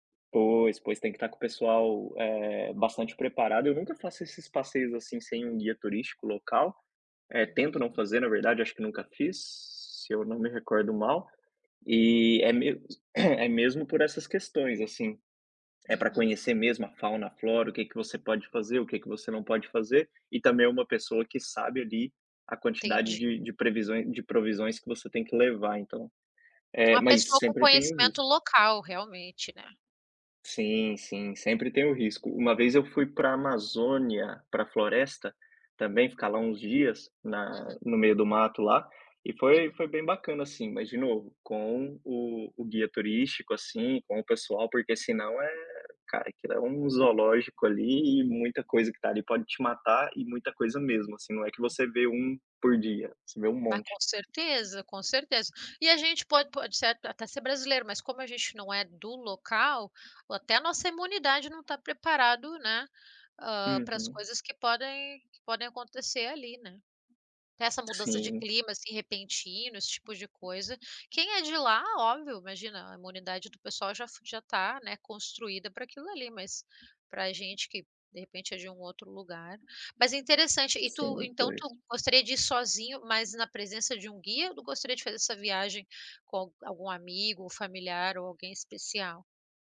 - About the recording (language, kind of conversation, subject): Portuguese, unstructured, Qual lugar no mundo você sonha em conhecer?
- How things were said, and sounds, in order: throat clearing; unintelligible speech